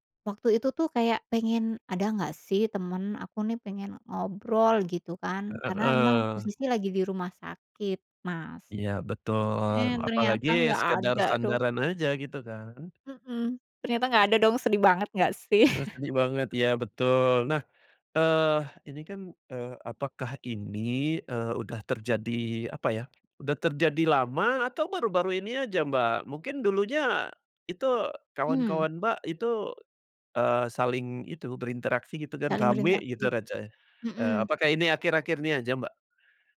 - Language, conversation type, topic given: Indonesian, podcast, Pernahkah kamu merasa kesepian meskipun punya banyak teman di dunia maya?
- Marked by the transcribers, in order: other background noise; sad: "nggak ada dong"; snort; chuckle